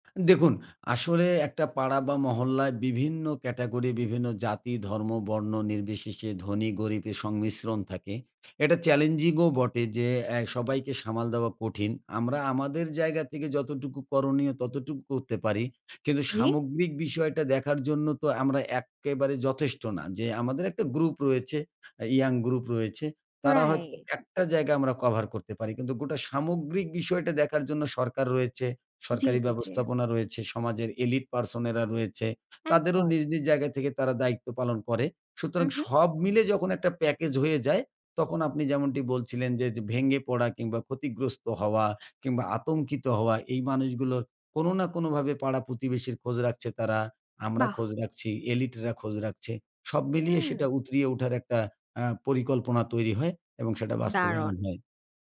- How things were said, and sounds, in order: in English: "elite person"
- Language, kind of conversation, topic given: Bengali, podcast, দুর্যোগের সময়ে পাড়া-মহল্লার মানুষজন কীভাবে একে অপরকে সামলে নেয়?
- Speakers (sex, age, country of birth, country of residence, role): female, 20-24, Bangladesh, Bangladesh, host; male, 40-44, Bangladesh, Bangladesh, guest